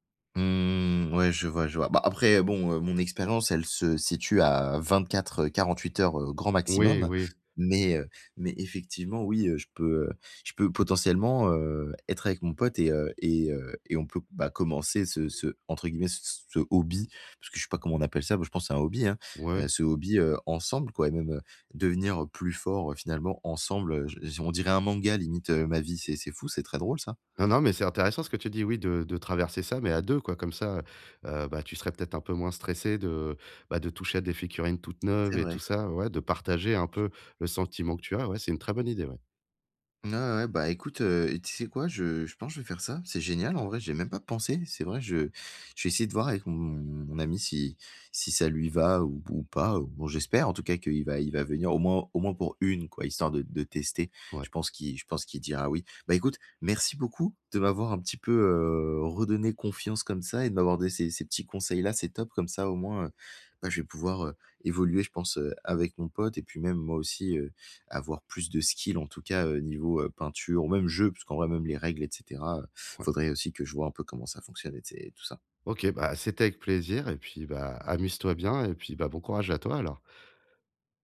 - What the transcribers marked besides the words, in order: drawn out: "Mmh"; "figurines" said as "ficurines"; in English: "skills"
- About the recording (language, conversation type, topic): French, advice, Comment apprendre de mes erreurs sans me décourager quand j’ai peur d’échouer ?